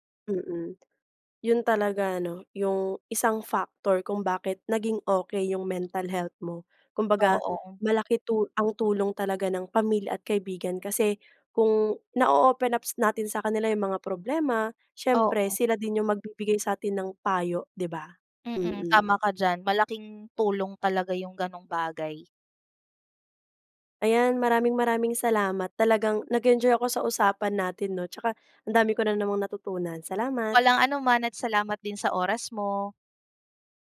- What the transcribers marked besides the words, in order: in English: "factor"; "nao-open up" said as "nao-open ups"; tapping
- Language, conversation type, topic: Filipino, podcast, Ano ang papel ng pamilya o mga kaibigan sa iyong kalusugan at kabutihang-pangkalahatan?